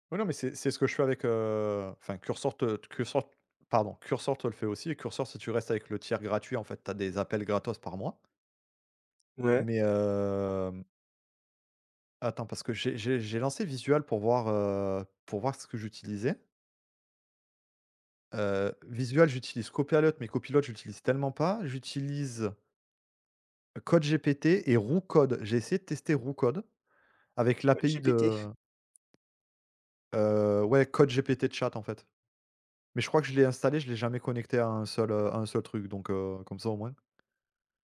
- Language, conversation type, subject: French, unstructured, Comment la technologie change-t-elle notre façon d’apprendre aujourd’hui ?
- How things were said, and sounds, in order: tapping; chuckle